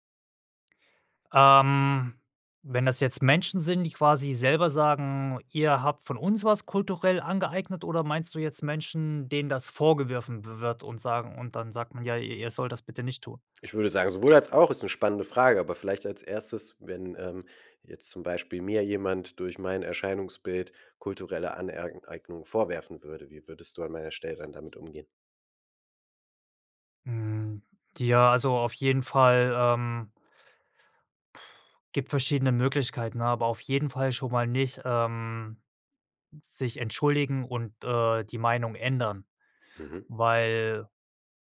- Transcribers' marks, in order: "vorgeworfen" said as "vorgewirfen"; blowing
- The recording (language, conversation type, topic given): German, podcast, Wie gehst du mit kultureller Aneignung um?